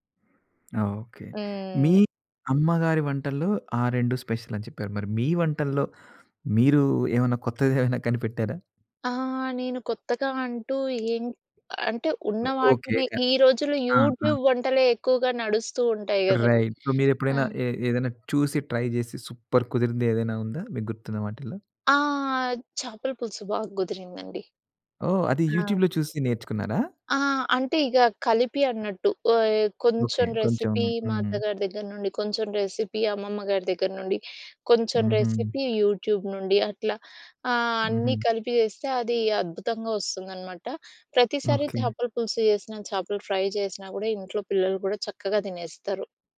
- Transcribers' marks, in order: in English: "స్పెషల్"; laughing while speaking: "కొత్తగా ఏమైనా కనిపెట్టారా?"; tapping; other background noise; in English: "యూట్యూబ్"; in English: "రైట్ సో"; in English: "ట్రై"; in English: "సూప్పర్"; stressed: "సూప్పర్"; in English: "యూట్యూబ్‌లో"; in English: "రెసిపీ"; in English: "రెసిపీ"; in English: "రెసిపీ యూట్యూబ్"; in English: "ఫ్రై"
- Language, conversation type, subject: Telugu, podcast, మీ ఇంటి ప్రత్యేక వంటకం ఏది?